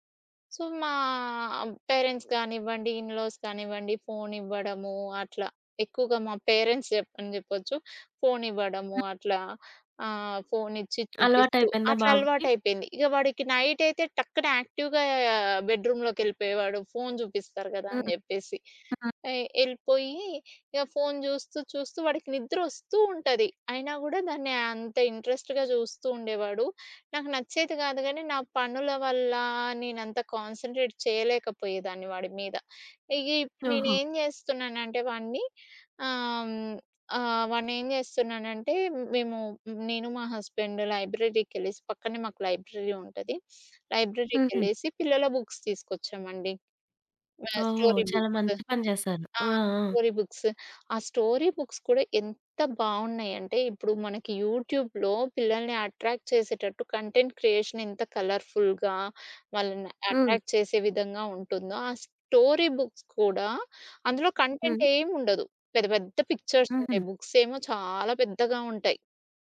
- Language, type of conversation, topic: Telugu, podcast, రాత్రి బాగా నిద్రపోవడానికి మీ రొటీన్ ఏమిటి?
- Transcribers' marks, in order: in English: "సో"; in English: "పేరెంట్స్"; tapping; in English: "ఇన్‌లాస్"; in English: "పేరెంట్స్"; in English: "యాక్టివ్‌గా బెడ్‌రూమ్‌లోకెళ్ళిపోయేవాడు"; in English: "ఇంట్రెస్ట్‌గా"; in English: "కాన్సంట్రేట్"; other background noise; in English: "లైబ్రరీకెళ్ళెసి"; in English: "లైబ్రరీ"; in English: "లైబ్రరీకెళ్ళేసి"; in English: "బుక్స్"; in English: "స్టోరీ"; in English: "స్టోరీ"; in English: "స్టోరీ బుక్స్"; in English: "యూట్యూబ్‌లో"; in English: "అట్రాక్ట్"; in English: "కంటెంట్ క్రియేషన్"; in English: "కలర్‌ఫుల్‌గా"; in English: "అట్రాక్ట్"; in English: "స్టోరీ బుక్స్"; in English: "బుక్స్"